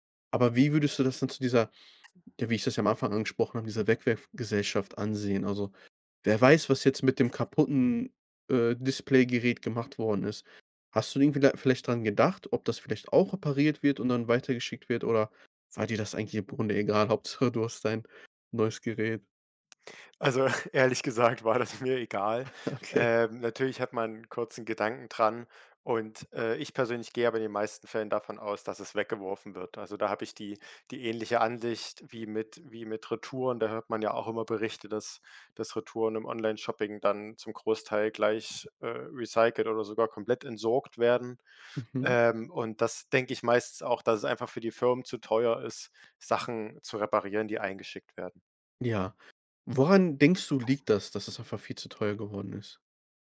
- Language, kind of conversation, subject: German, podcast, Was hältst du davon, Dinge zu reparieren, statt sie wegzuwerfen?
- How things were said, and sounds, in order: laughing while speaking: "Hauptsache"; laughing while speaking: "Also ehrlich gesagt war das mir egal"; laughing while speaking: "Okay"